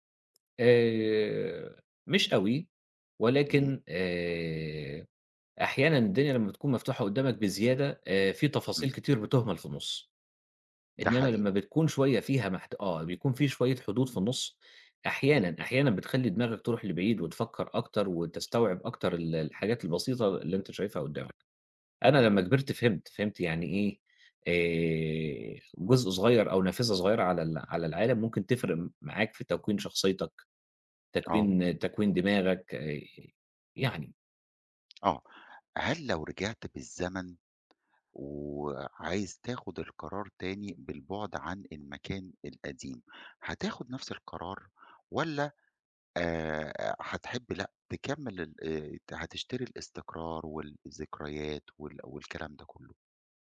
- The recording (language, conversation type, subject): Arabic, podcast, ايه العادات الصغيرة اللي بتعملوها وبتخلي البيت دافي؟
- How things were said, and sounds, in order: tapping